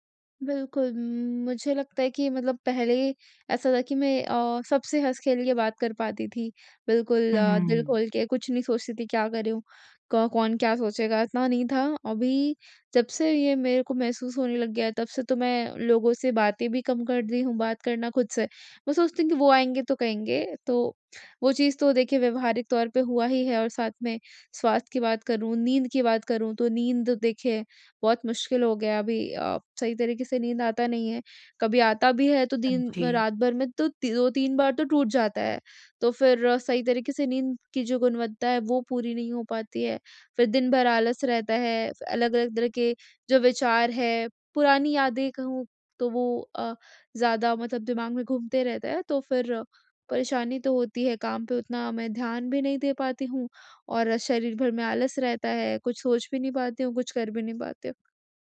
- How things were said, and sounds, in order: none
- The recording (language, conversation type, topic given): Hindi, advice, ब्रेकअप के बाद मैं अकेलापन कैसे संभालूँ और खुद को फिर से कैसे पहचानूँ?